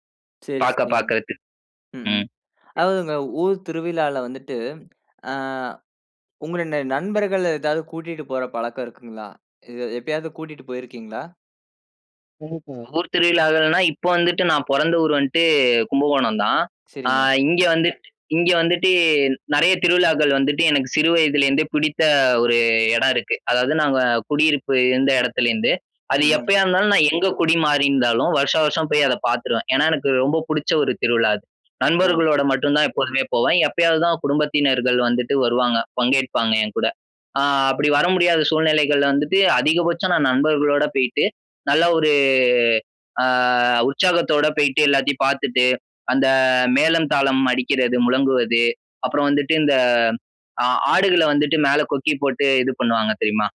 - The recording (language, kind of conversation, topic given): Tamil, podcast, ஒரு ஊரில் நீங்கள் பங்கெடுத்த திருவிழாவின் அனுபவத்தைப் பகிர்ந்து சொல்ல முடியுமா?
- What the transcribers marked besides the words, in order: tapping; "இடம்" said as "எடம்"; drawn out: "ஒரு அ"; "தெரியுமா" said as "தெரிமா"